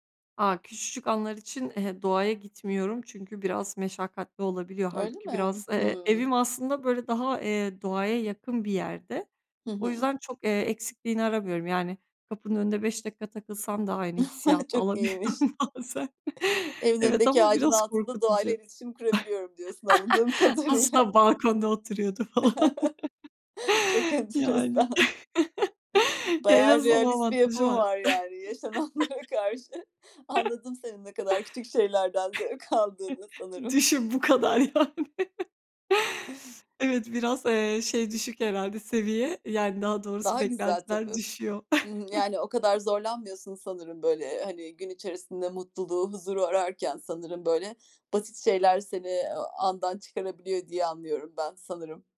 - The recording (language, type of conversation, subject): Turkish, podcast, Günlük hayattaki hangi küçük zevkler seni en çok mutlu eder?
- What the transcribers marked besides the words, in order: other background noise; chuckle; laughing while speaking: "alabiliyorum bazen"; laughing while speaking: "anladığım kadarıyla"; chuckle; laughing while speaking: "oturuyordu falan"; chuckle; laughing while speaking: "yaşananlara karşı"; chuckle; laughing while speaking: "yani"; laughing while speaking: "zevk aldığını"; chuckle